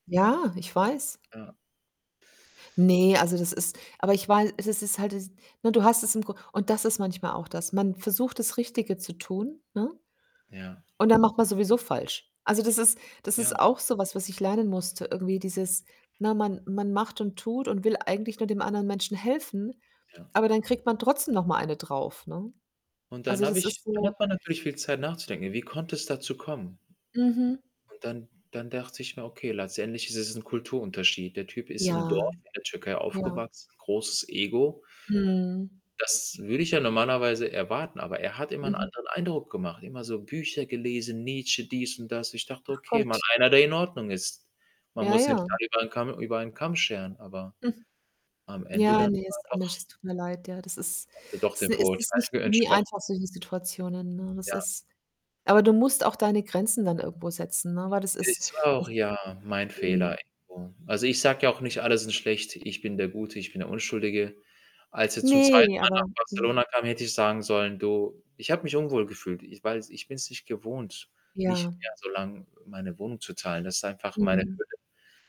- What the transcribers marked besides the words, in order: static; tapping; other background noise; distorted speech; unintelligible speech
- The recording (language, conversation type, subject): German, unstructured, Wie gehst du mit Menschen um, die dich enttäuschen?